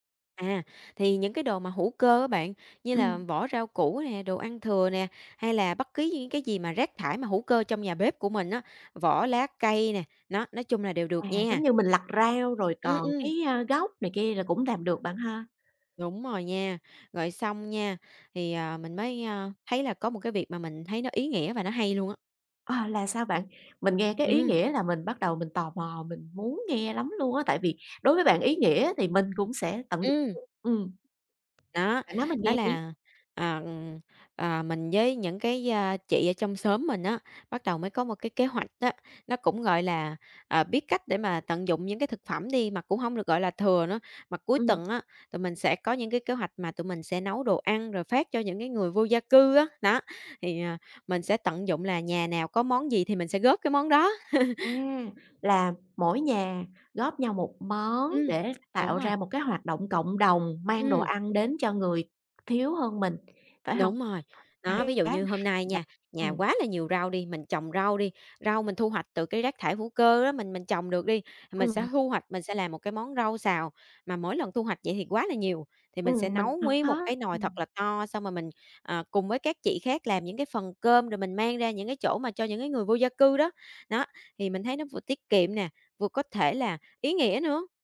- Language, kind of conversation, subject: Vietnamese, podcast, Bạn làm thế nào để giảm lãng phí thực phẩm?
- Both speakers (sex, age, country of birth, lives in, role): female, 25-29, Vietnam, Vietnam, guest; female, 40-44, Vietnam, Vietnam, host
- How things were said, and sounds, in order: unintelligible speech; tapping; other background noise; chuckle; unintelligible speech